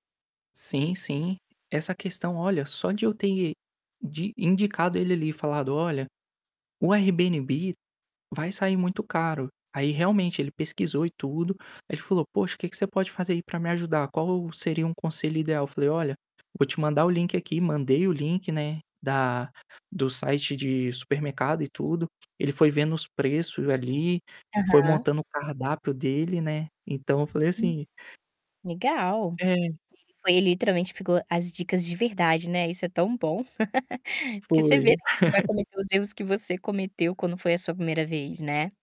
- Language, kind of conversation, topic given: Portuguese, podcast, Que conselho você daria a quem vai viajar sozinho pela primeira vez?
- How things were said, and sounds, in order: static; tapping; distorted speech; laugh; chuckle